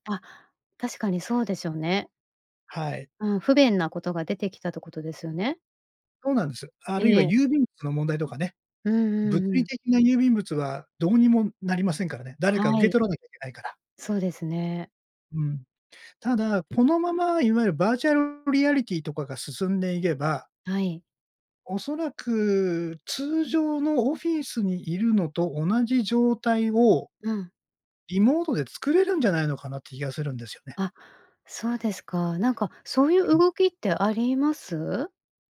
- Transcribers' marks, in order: none
- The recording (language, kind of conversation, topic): Japanese, podcast, これからのリモートワークは将来どのような形になっていくと思いますか？